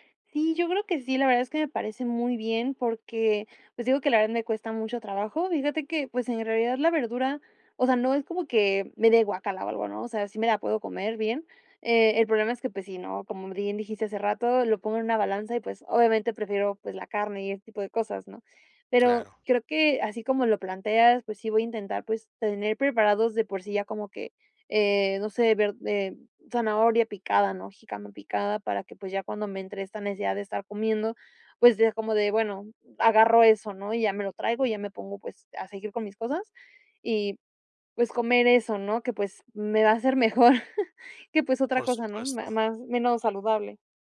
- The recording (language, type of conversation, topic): Spanish, advice, ¿Cómo puedo manejar el comer por estrés y la culpa que siento después?
- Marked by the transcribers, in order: other noise; laughing while speaking: "hacer mejor"; background speech